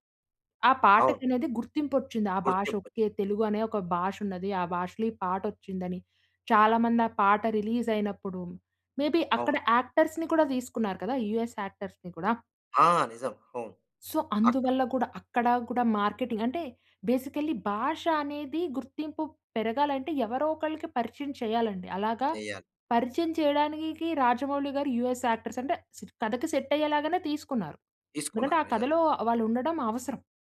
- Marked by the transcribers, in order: in English: "రిలీజ్"; in English: "మే బీ"; in English: "యాక్టర్స్‌ని"; in English: "యాక్టర్స్‌ని"; in English: "సో"; in English: "మార్కెటింగ్"; in English: "బేసికల్లీ"; in English: "యాక్టర్స్"; in English: "సెట్"
- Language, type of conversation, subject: Telugu, podcast, మీ ప్రాంతీయ భాష మీ గుర్తింపుకు ఎంత అవసరమని మీకు అనిపిస్తుంది?